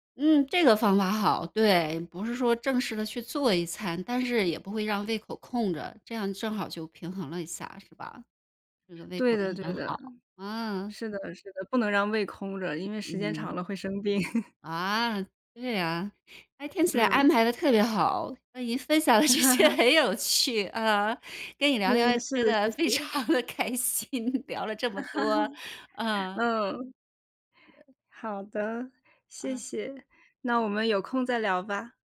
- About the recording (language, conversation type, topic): Chinese, podcast, 周末你通常怎么安排在家里的时间？
- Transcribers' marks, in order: chuckle; laughing while speaking: "分享的这些很有趣"; laugh; laughing while speaking: "非常地开心"; laugh; other noise